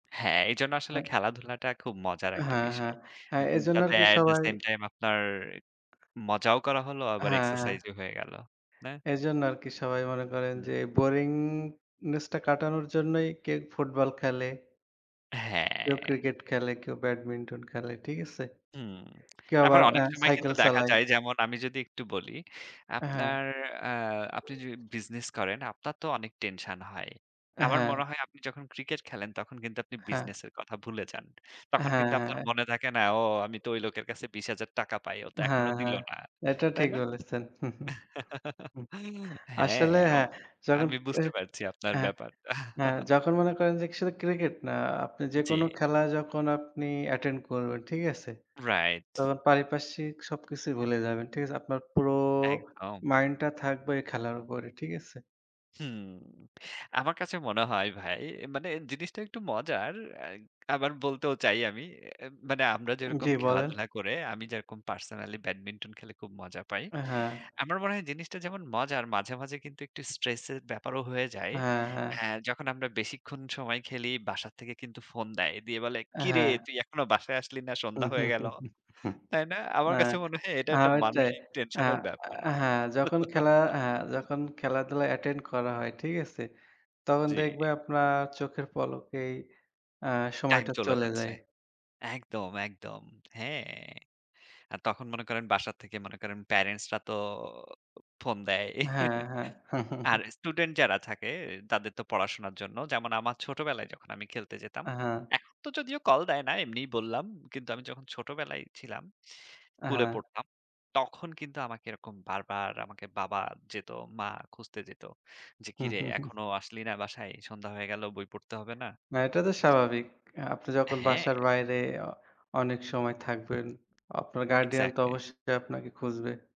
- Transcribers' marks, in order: in English: "at the same time"; in English: "boringness"; lip smack; chuckle; laughing while speaking: "হ্যাঁ, আম আমি বুঝতে পারছি আপনার ব্যাপারটা"; laughing while speaking: "আবার বলতেও চাই আমি"; put-on voice: "কিরে তুই এখনো বাসায় আসলি না? সন্ধ্যা হয়ে গেল"; chuckle; laughing while speaking: "আমার কাছে মনে হয় এটা একটা মানসিক tension এর ব্যাপার"; chuckle; in English: "parents"; chuckle
- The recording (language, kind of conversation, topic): Bengali, unstructured, খেলাধুলা কি শুধু শরীরের জন্য উপকারী, নাকি মনও ভালো রাখতে সাহায্য করে?